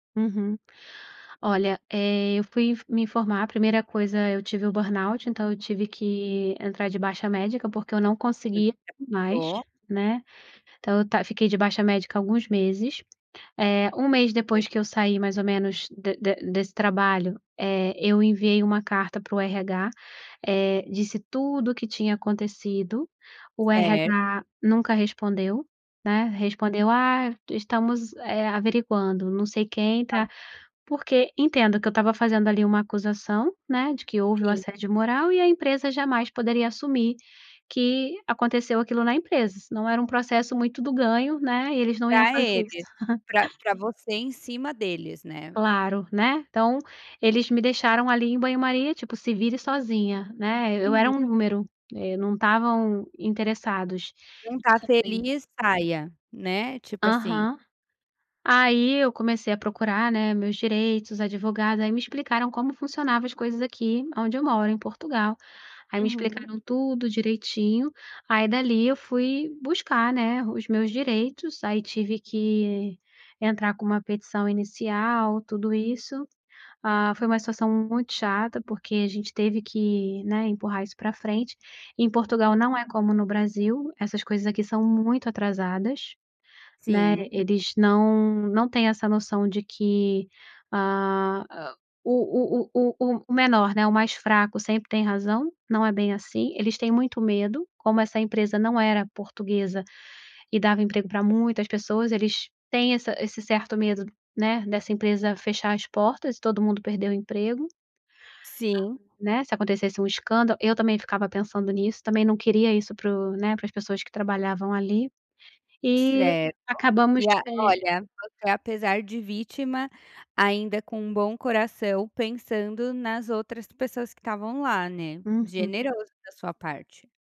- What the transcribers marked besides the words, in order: unintelligible speech; laugh; other background noise; tapping
- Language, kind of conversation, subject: Portuguese, podcast, Qual é o papel da família no seu sentimento de pertencimento?